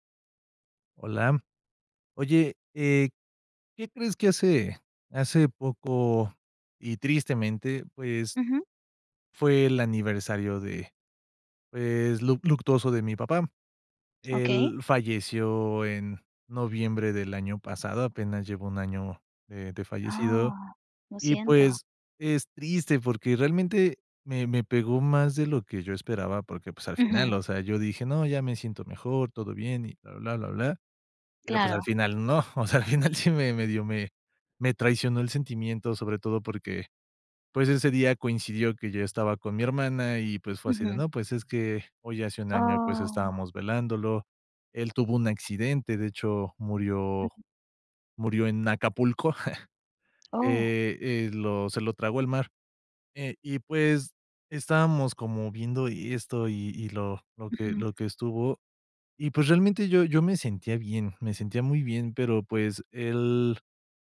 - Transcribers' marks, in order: other background noise; laughing while speaking: "O sea, al final sí me me dio, me"; tapping; other noise; chuckle
- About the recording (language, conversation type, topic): Spanish, advice, ¿Por qué el aniversario de mi relación me provoca una tristeza inesperada?